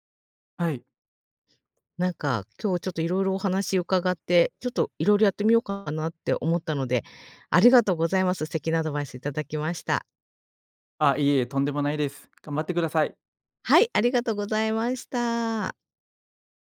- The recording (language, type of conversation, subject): Japanese, advice, 毎月赤字で貯金が増えないのですが、どうすれば改善できますか？
- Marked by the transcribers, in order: none